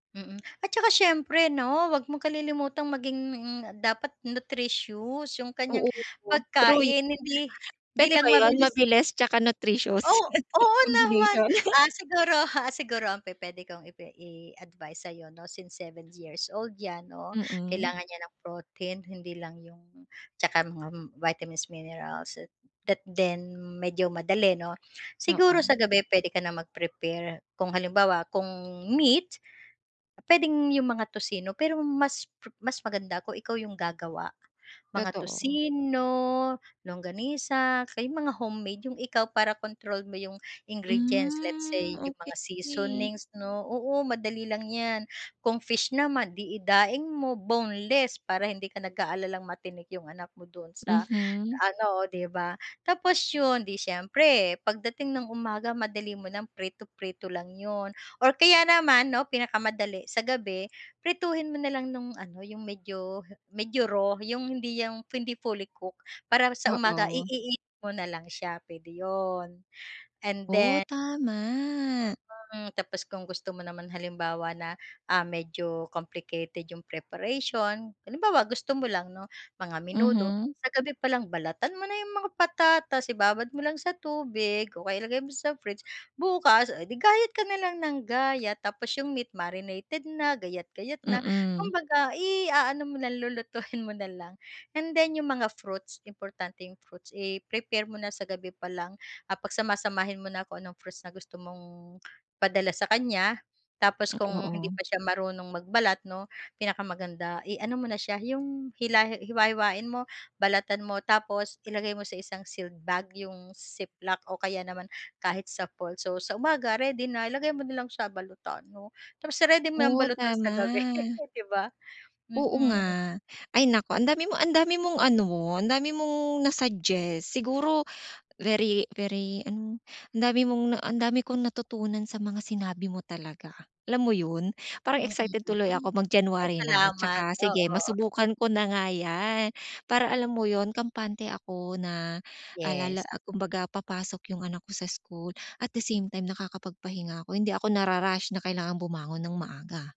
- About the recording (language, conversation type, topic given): Filipino, advice, Bakit nakakaramdam ako ng pagkakasala tuwing nagpapahinga kahit pagod na pagod ako?
- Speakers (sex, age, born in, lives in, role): female, 55-59, Philippines, Philippines, advisor; female, 55-59, Philippines, Philippines, user
- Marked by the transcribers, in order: laugh; chuckle; other background noise; laugh; unintelligible speech